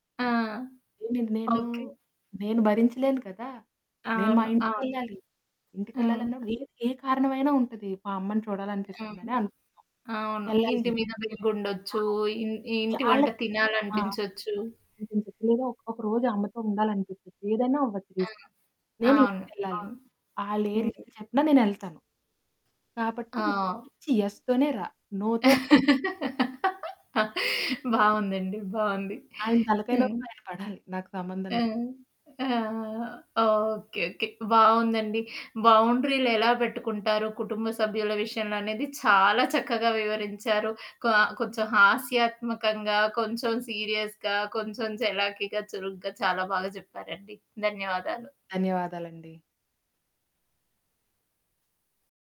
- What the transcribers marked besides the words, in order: other background noise; static; distorted speech; in English: "రీజన్"; in English: "రీజన్"; in English: "యెస్"; laugh; in English: "బౌండరీలెలా"; in English: "సీరియస్‌గా"
- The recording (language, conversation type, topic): Telugu, podcast, కుటుంబ సభ్యులకు మీ సరిహద్దులను గౌరవంగా, స్పష్టంగా ఎలా చెప్పగలరు?